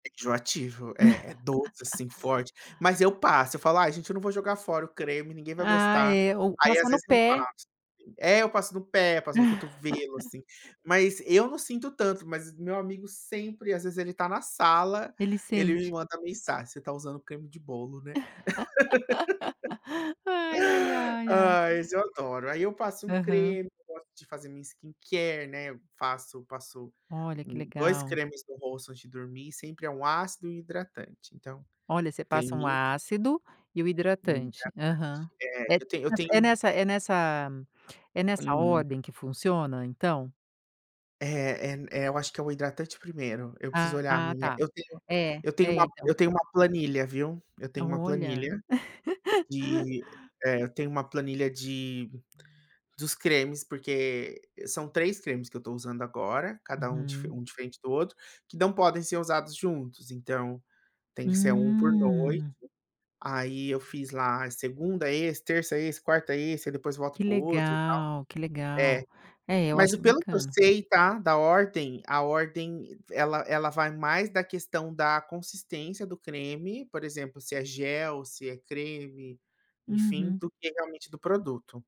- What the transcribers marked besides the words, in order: laugh; laugh; laugh; in English: "skincare"; laugh; other background noise
- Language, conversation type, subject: Portuguese, podcast, Que rotina noturna te ajuda a dormir melhor e descansar?